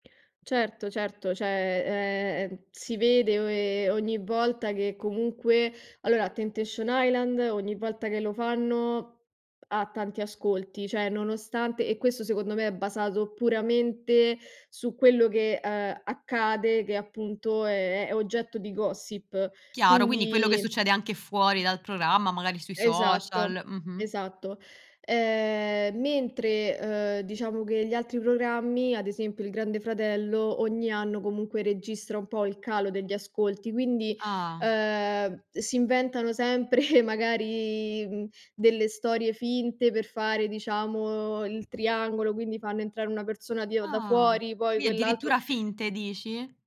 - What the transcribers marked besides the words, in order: "cioè" said as "ceh"; tapping; "cioè" said as "ceh"; other background noise; laughing while speaking: "sempre"
- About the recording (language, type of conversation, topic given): Italian, podcast, Come spiegheresti perché i reality show esercitano tanto fascino?